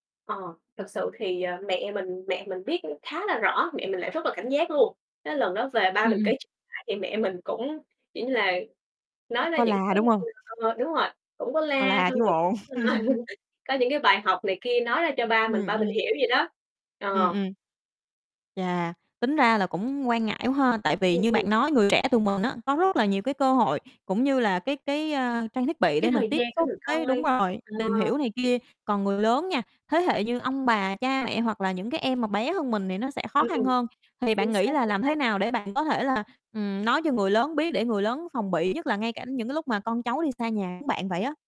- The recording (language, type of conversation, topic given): Vietnamese, podcast, Bạn đã từng bị lừa trên mạng chưa, và bạn học được gì từ trải nghiệm đó?
- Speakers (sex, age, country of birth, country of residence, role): female, 25-29, Vietnam, Vietnam, guest; female, 25-29, Vietnam, Vietnam, host
- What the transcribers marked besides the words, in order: other background noise; distorted speech; laugh; tapping